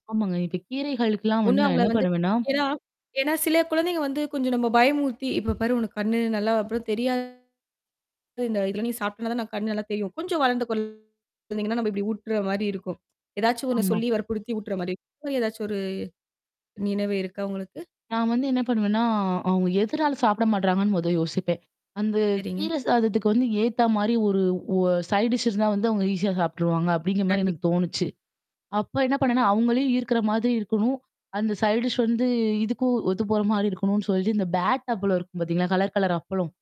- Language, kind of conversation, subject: Tamil, podcast, குழந்தைகளுக்கு ஆரோக்கியமான உணவுப் பழக்கங்களை எப்படி உருவாக்கலாம்?
- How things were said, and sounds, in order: tapping; other background noise; other noise; distorted speech; in English: "சைட் டிஷ்"; in English: "சைட் டிஷ்"